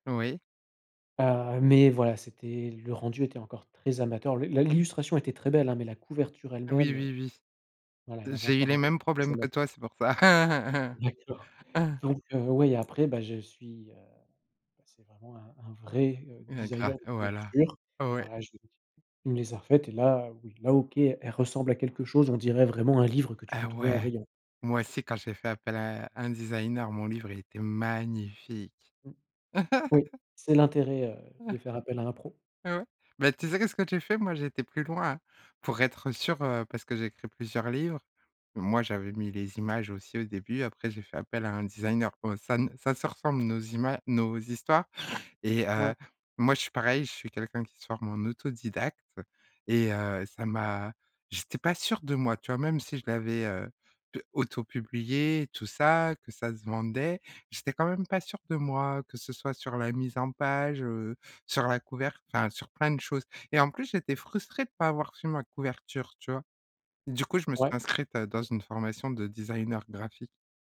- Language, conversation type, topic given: French, podcast, Quelle compétence as-tu apprise en autodidacte ?
- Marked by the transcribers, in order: other background noise; laugh; tapping; stressed: "magnifique"; laugh; chuckle